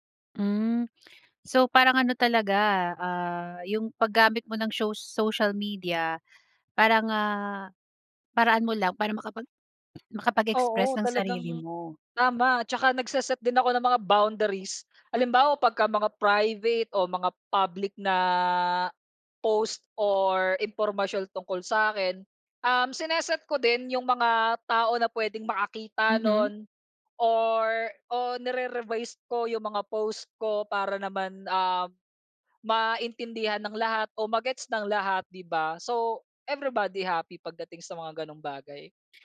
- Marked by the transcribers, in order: throat clearing; in English: "nire-revise"
- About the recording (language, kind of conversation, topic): Filipino, podcast, Paano nakaaapekto ang midyang panlipunan sa paraan ng pagpapakita mo ng sarili?